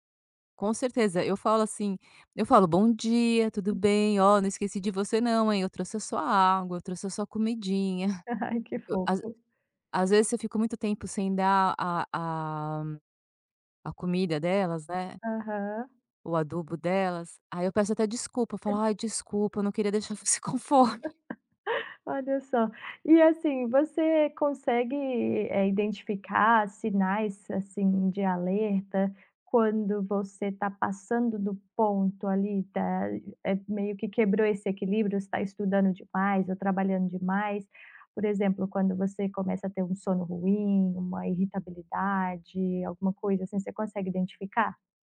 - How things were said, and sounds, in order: other background noise; tapping; laughing while speaking: "fome"; laugh
- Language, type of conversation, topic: Portuguese, podcast, Como você mantém equilíbrio entre aprender e descansar?